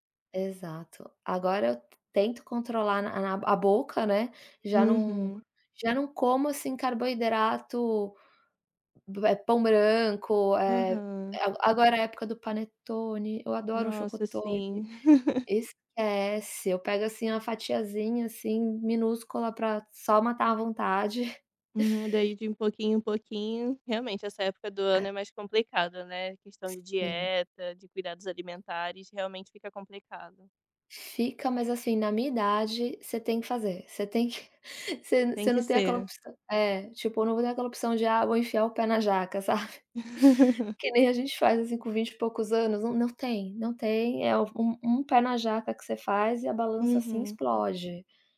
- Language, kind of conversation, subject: Portuguese, advice, Como você tem se adaptado às mudanças na sua saúde ou no seu corpo?
- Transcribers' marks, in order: laugh; chuckle; laugh; chuckle